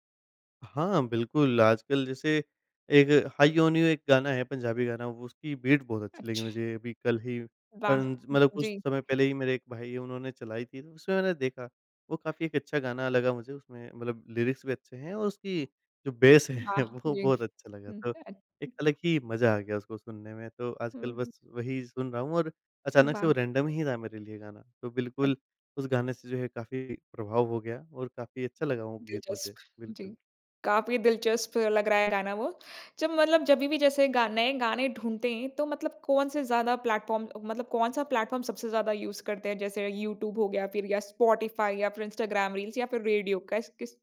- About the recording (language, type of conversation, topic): Hindi, podcast, आप नए गाने कैसे ढूँढ़ते हैं?
- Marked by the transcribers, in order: in English: "बीट"; in English: "लीरिक्स"; laughing while speaking: "बेस है"; in English: "बेस"; in English: "रैंडम"; in English: "प्लेटफॉर्म"; in English: "प्लेटफॉर्म"; in English: "यूज़"